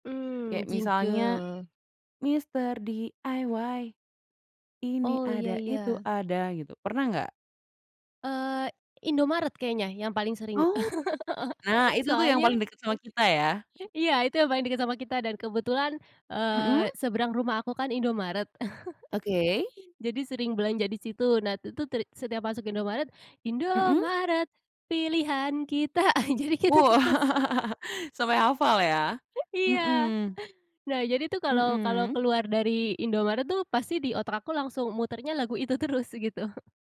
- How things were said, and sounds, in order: baby crying; in English: "jingle"; singing: "MR.DIY, ini ada, itu ada"; laugh; laughing while speaking: "Heeh"; other background noise; chuckle; singing: "Indomaret pilihan kita"; laughing while speaking: "Ah, jadi gitu terus"; laugh; chuckle; laughing while speaking: "itu terus"
- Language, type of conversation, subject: Indonesian, podcast, Jingle iklan lawas mana yang masih nempel di kepala?